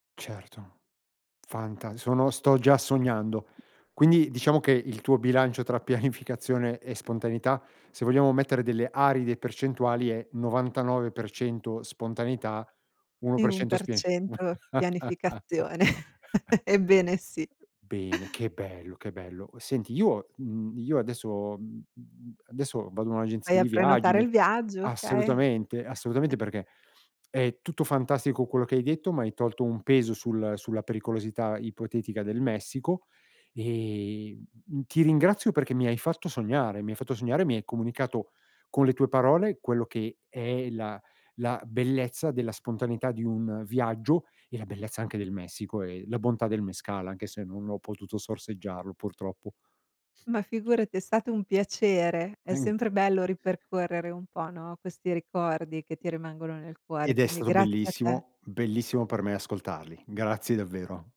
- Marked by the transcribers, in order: chuckle; laughing while speaking: "pianificazione"; scoff; other background noise; chuckle; chuckle; drawn out: "e"; other noise
- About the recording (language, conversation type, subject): Italian, podcast, Come bilanci la pianificazione e la spontaneità quando viaggi?